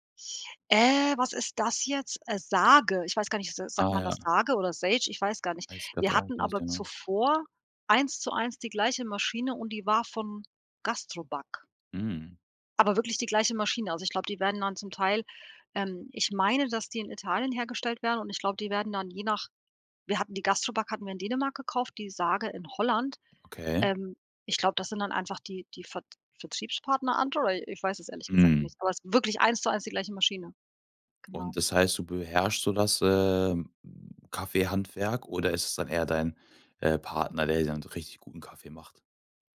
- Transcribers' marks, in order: put-on voice: "Sage"
- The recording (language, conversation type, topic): German, podcast, Wie sieht deine Morgenroutine eigentlich aus, mal ehrlich?